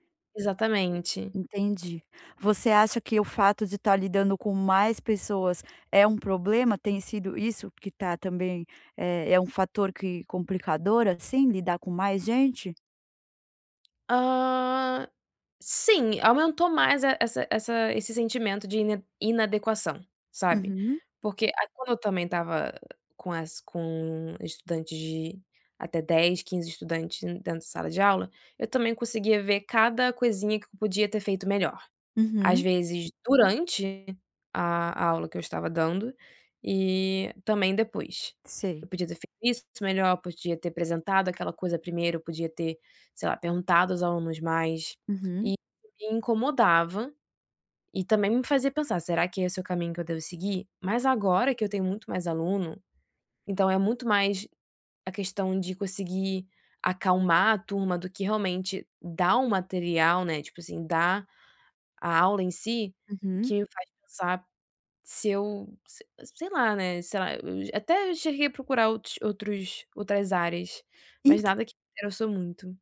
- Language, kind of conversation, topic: Portuguese, advice, Como posso parar de me criticar tanto quando me sinto rejeitado ou inadequado?
- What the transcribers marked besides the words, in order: tapping